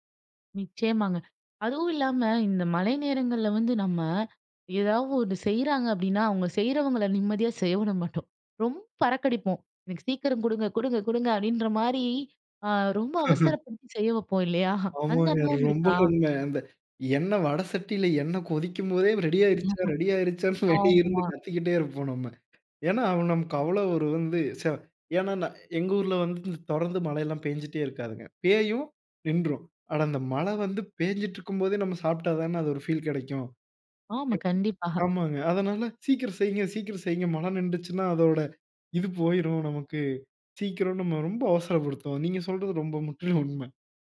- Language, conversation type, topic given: Tamil, podcast, மழைநாளில் உங்களுக்கு மிகவும் பிடிக்கும் சூடான சிற்றுண்டி என்ன?
- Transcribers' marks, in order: laughing while speaking: "அவங்க செய்றவங்களை நிம்மதியா செய்ய விட … அந்த அனுபவம் இருக்கா?"; chuckle; other background noise; laughing while speaking: "ஆமாங்க ரொம்ப உண்ம. அந்த எண்ணெய் … ரொம்ப முற்றிலும் உண்ம"; chuckle; unintelligible speech; chuckle